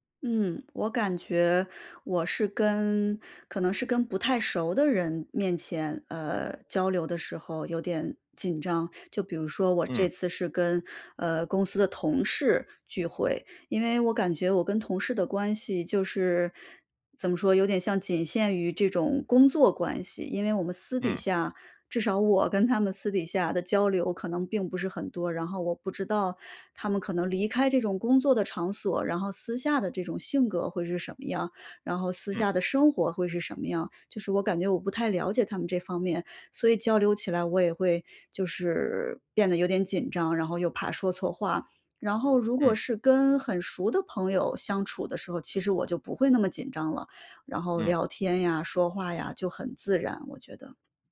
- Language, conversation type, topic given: Chinese, advice, 我怎样才能在社交中不那么尴尬并增加互动？
- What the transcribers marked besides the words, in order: none